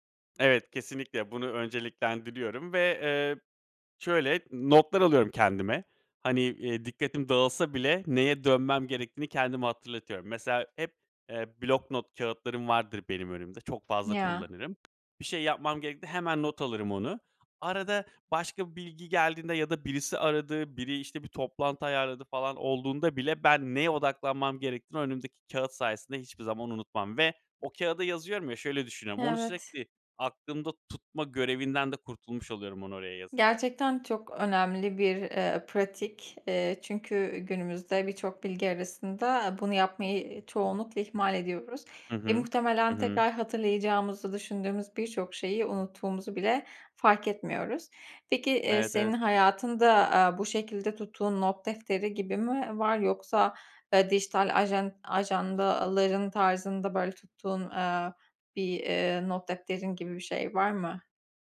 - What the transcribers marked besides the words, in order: tapping; other background noise
- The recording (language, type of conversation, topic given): Turkish, podcast, Gelen bilgi akışı çok yoğunken odaklanmanı nasıl koruyorsun?